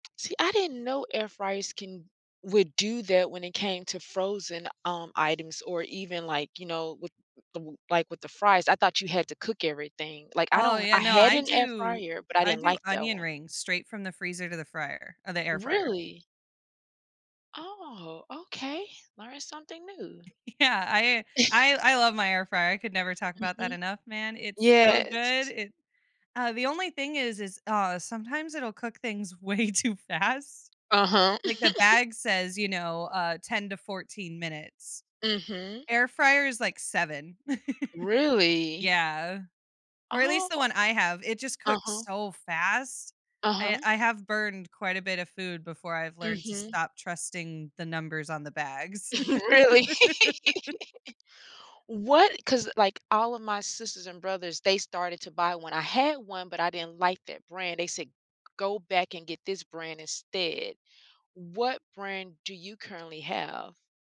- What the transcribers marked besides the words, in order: tapping; chuckle; other background noise; laughing while speaking: "way too fast"; chuckle; chuckle; chuckle; laugh
- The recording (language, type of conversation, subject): English, unstructured, What habits or choices lead to food being wasted in our homes?